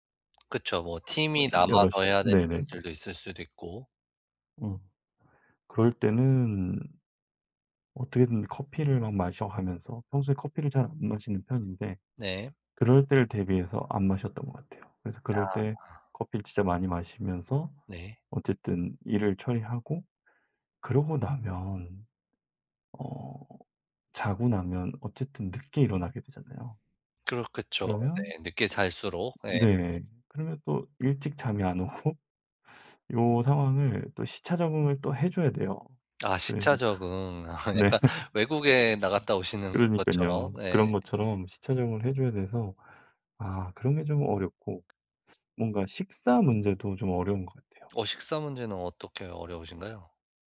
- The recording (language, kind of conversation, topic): Korean, advice, 야간 근무로 수면 시간이 뒤바뀐 상태에 적응하기가 왜 이렇게 어려울까요?
- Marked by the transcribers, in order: other background noise; laughing while speaking: "오고"; laughing while speaking: "아 약간"; laughing while speaking: "네"